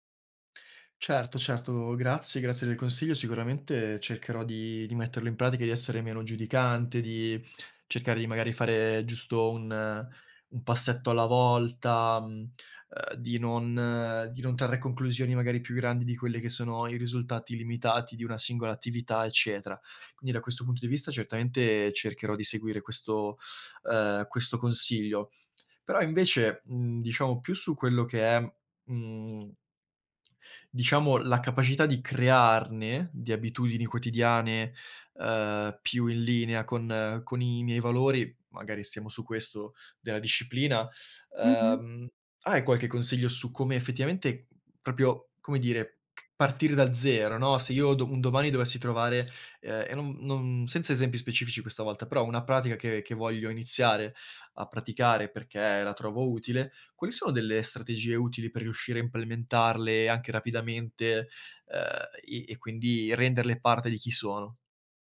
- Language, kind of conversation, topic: Italian, advice, Come posso costruire abitudini quotidiane che riflettano davvero chi sono e i miei valori?
- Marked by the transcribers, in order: tapping; "proprio" said as "propio"